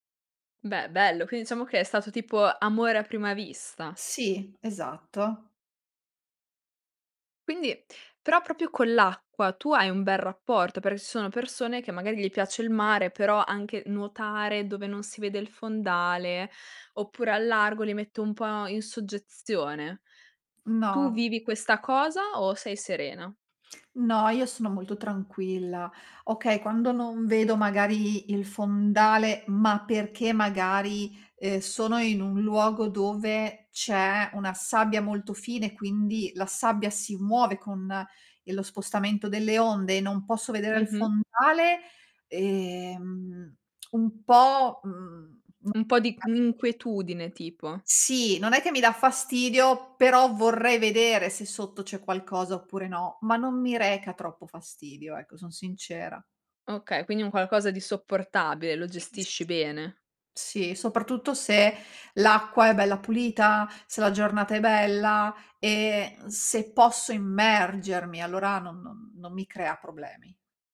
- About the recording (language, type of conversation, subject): Italian, podcast, Come descriveresti il tuo rapporto con il mare?
- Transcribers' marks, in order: unintelligible speech; unintelligible speech